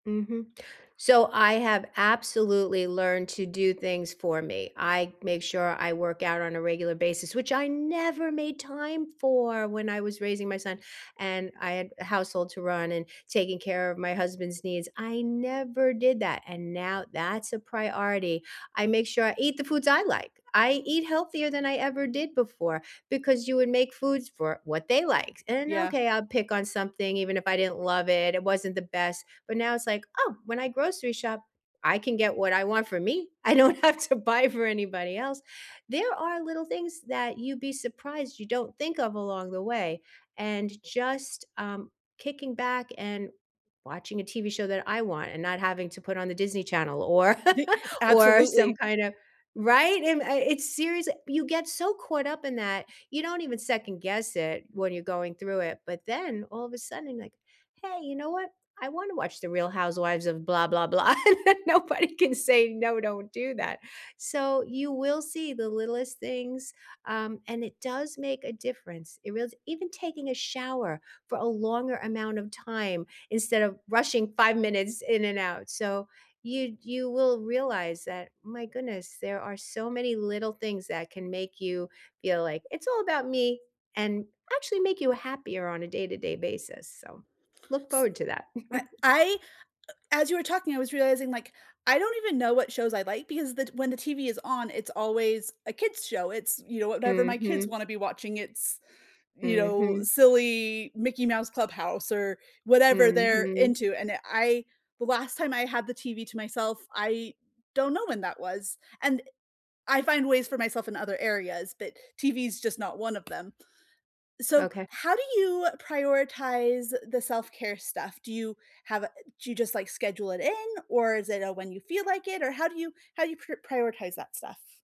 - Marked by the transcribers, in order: other background noise; laughing while speaking: "don't have to buy for anybody else"; laugh; laugh; laughing while speaking: "Nobody can say, No, don't do that"; tapping; chuckle
- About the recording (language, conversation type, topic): English, unstructured, How do you unwind after a busy day?
- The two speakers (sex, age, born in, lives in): female, 35-39, United States, United States; female, 65-69, United States, United States